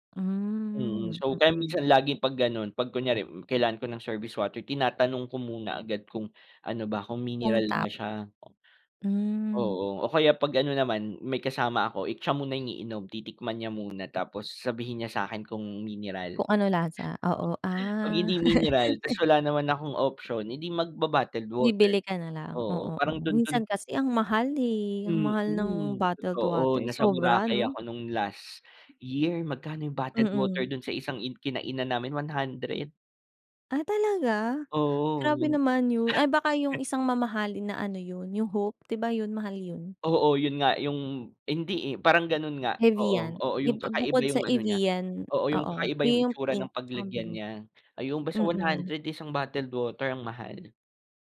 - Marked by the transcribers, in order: breath; gasp; gasp; chuckle; chuckle
- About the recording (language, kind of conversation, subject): Filipino, unstructured, Paano mo iniiwasan ang paggamit ng plastik sa bahay?